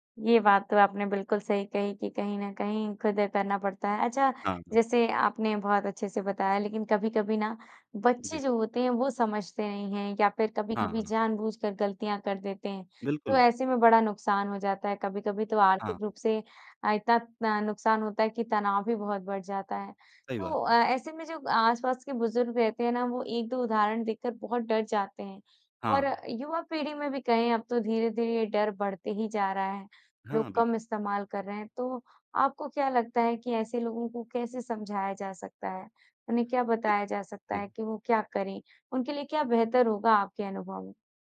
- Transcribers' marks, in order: other noise
- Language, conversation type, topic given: Hindi, podcast, आप डिजिटल भुगतानों के बारे में क्या सोचते हैं?